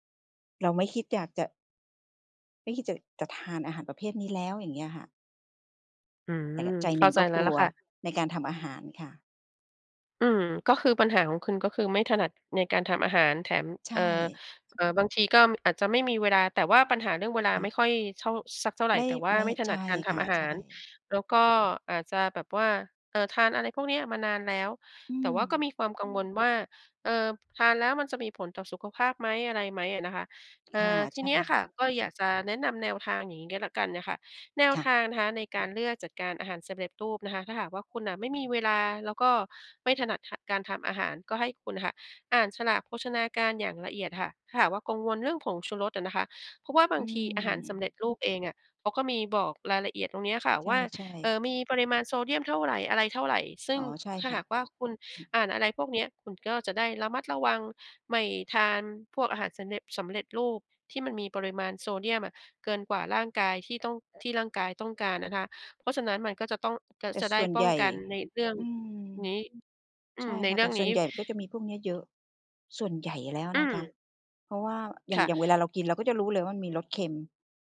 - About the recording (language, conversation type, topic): Thai, advice, ไม่ถนัดทำอาหารเลยต้องพึ่งอาหารสำเร็จรูปบ่อยๆ จะเลือกกินอย่างไรให้ได้โภชนาการที่เหมาะสม?
- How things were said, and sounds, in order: tapping; other background noise; background speech